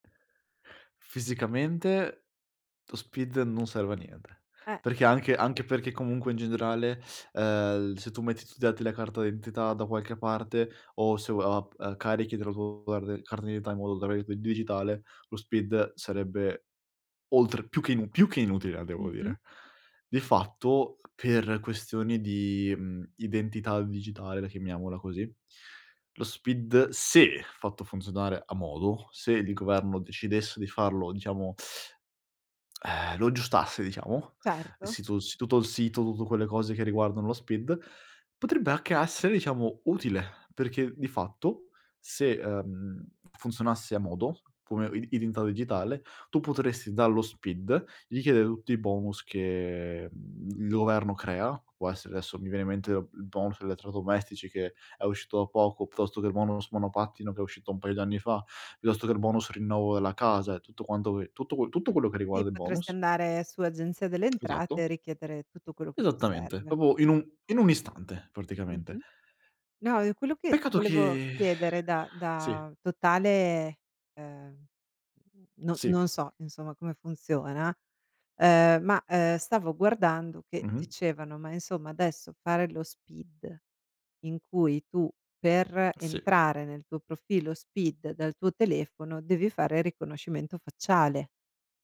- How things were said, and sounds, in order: unintelligible speech; unintelligible speech; stressed: "se"; tapping; "anche" said as "acche"; "proprio" said as "popo"; drawn out: "che"; exhale
- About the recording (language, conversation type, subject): Italian, podcast, Ti capita di insegnare la tecnologia agli altri?